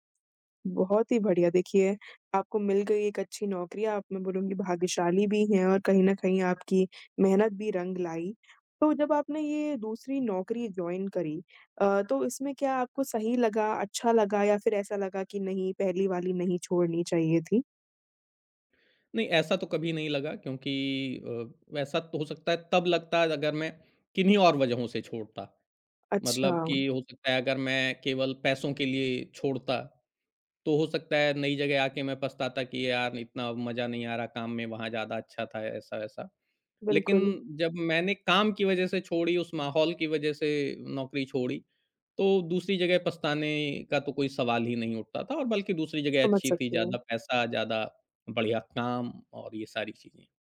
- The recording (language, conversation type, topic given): Hindi, podcast, नौकरी छोड़ने का सही समय आप कैसे पहचानते हैं?
- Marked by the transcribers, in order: other background noise; in English: "जॉइन"